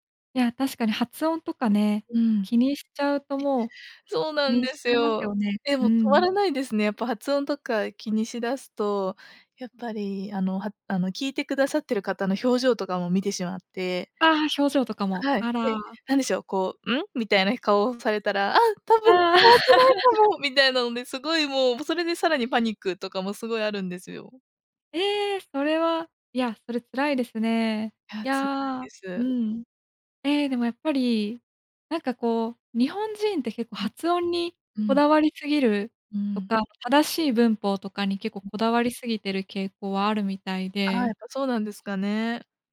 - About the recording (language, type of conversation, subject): Japanese, advice, 人前で話すと強い緊張で頭が真っ白になるのはなぜですか？
- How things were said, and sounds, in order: other noise; laugh